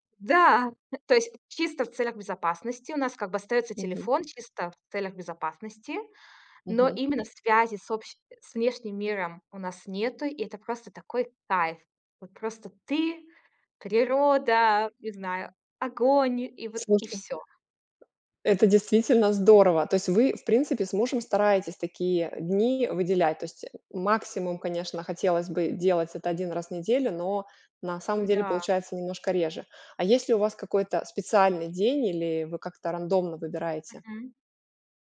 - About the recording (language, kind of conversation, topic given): Russian, podcast, Что для тебя значит цифровой детокс и как его провести?
- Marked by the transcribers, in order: tapping